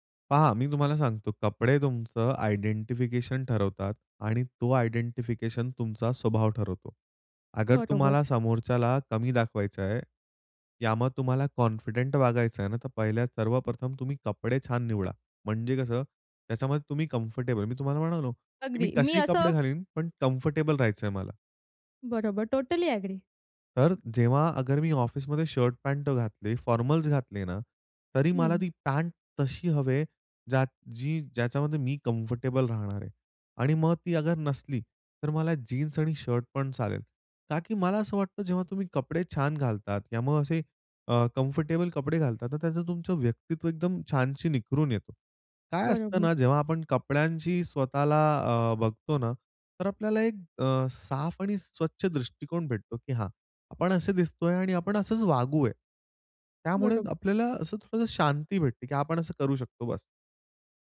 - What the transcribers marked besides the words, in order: in English: "आयडेंटिफिकेशन"; in English: "आयडेंटिफिकेशन"; in English: "कॉन्फिडेंट"; in English: "कम्फर्टेबल"; in English: "कम्फर्टेबल"; in English: "टोटली अग्री"; tapping; in English: "कम्फर्टेबल"; in English: "कम्फर्टेबल"; "वागूया" said as "वागूए"
- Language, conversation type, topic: Marathi, podcast, कोणत्या कपड्यांमध्ये आपण सर्वांत जास्त स्वतःसारखे वाटता?